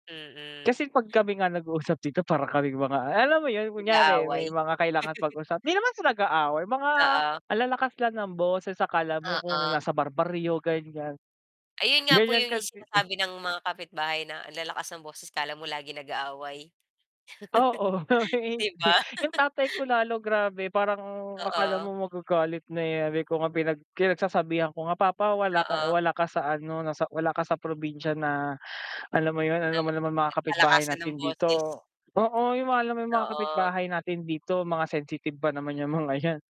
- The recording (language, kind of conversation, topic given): Filipino, unstructured, Paano mo pinapatibay ang relasyon mo sa pamilya?
- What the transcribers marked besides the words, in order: static; laugh; other background noise; chuckle; laugh